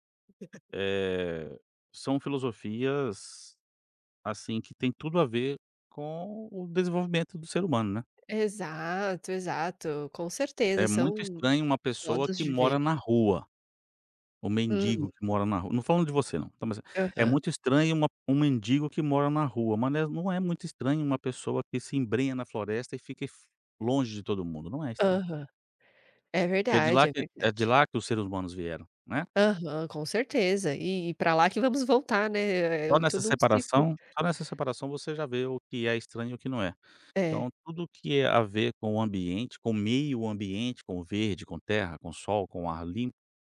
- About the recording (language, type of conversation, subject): Portuguese, podcast, Como seu estilo pessoal mudou ao longo dos anos?
- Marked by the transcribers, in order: laugh; tapping